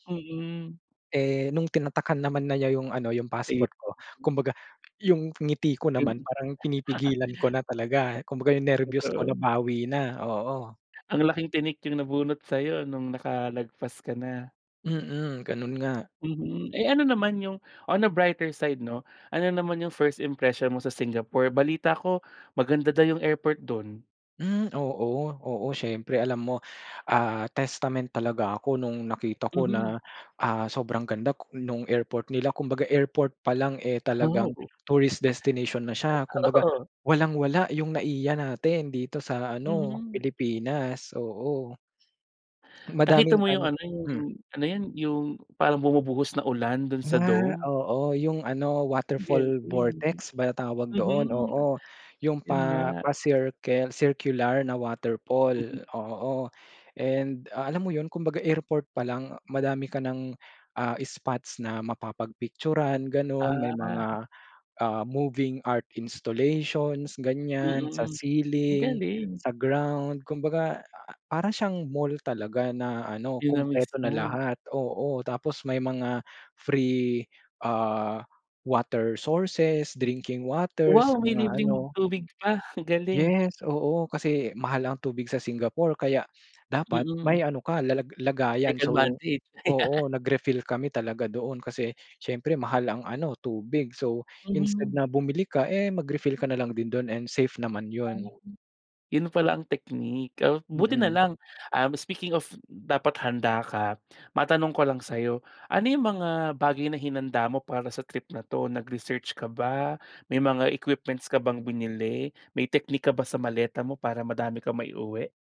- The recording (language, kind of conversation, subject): Filipino, podcast, Maaari mo bang ikuwento ang paborito mong karanasan sa paglalakbay?
- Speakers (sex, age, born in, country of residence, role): male, 25-29, Philippines, Philippines, guest; male, 30-34, Philippines, Philippines, host
- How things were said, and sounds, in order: chuckle; laughing while speaking: "Oo"; in English: "waterfall vortex"; unintelligible speech; in English: "moving art installations"; laugh; unintelligible speech